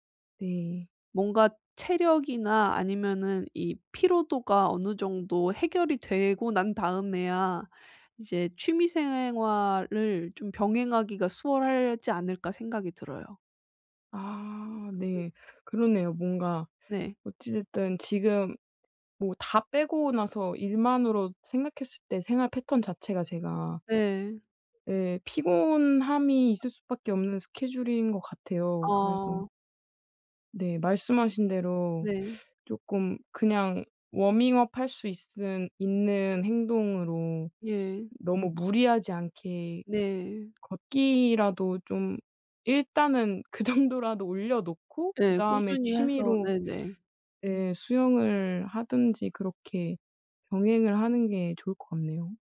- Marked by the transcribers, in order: other background noise; laughing while speaking: "그 정도라도"
- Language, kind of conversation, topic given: Korean, advice, 시간 관리를 하면서 일과 취미를 어떻게 잘 병행할 수 있을까요?